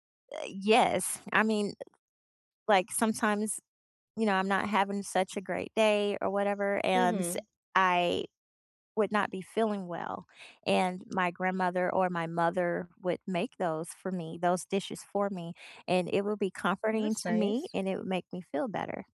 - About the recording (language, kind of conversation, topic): English, unstructured, What comfort food should I try when I need cheering up?
- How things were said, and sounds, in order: other background noise